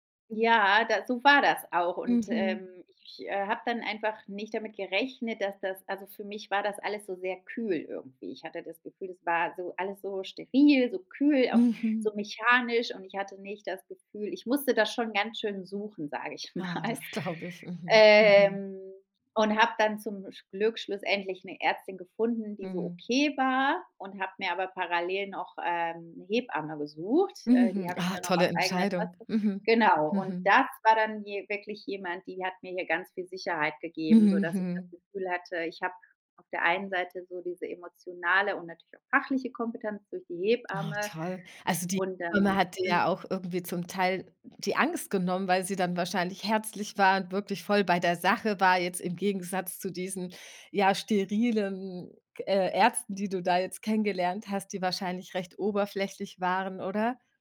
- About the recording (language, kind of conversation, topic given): German, podcast, Wie gehst du mit der Angst vor Veränderungen um?
- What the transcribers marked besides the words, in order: laughing while speaking: "glaube"; laughing while speaking: "mal"; drawn out: "Ähm"